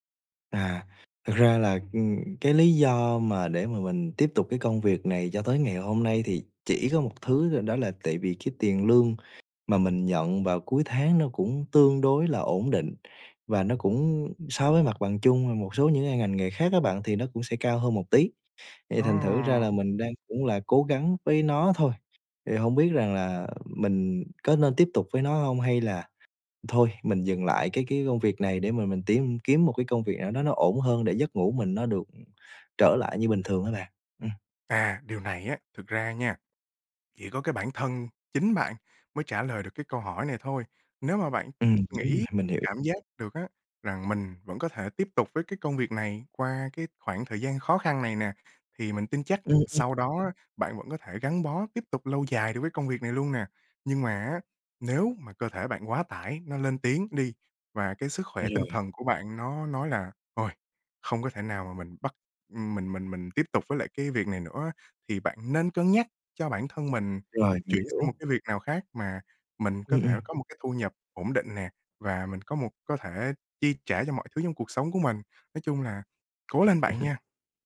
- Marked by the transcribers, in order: tapping; laugh
- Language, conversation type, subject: Vietnamese, advice, Vì sao tôi thường thức giấc nhiều lần giữa đêm và không thể ngủ lại được?